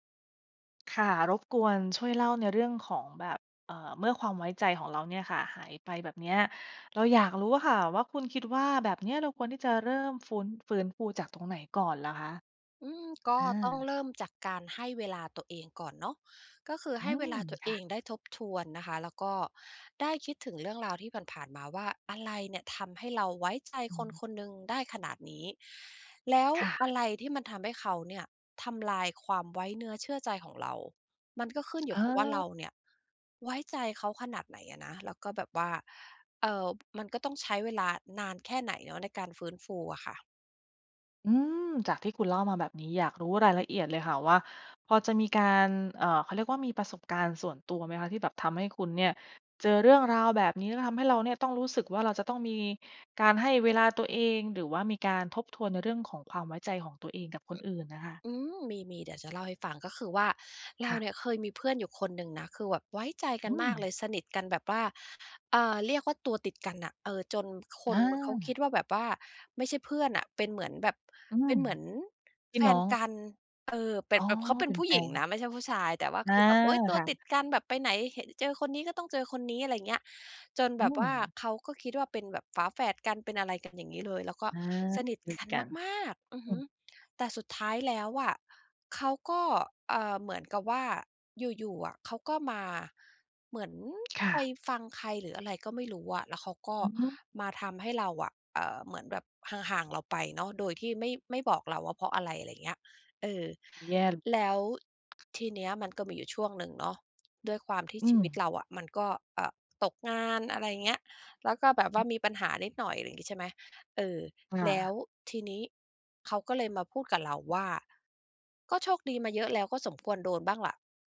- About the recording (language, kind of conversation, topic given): Thai, podcast, เมื่อความไว้ใจหายไป ควรเริ่มฟื้นฟูจากตรงไหนก่อน?
- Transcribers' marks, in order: other noise; stressed: "มาก ๆ"; tapping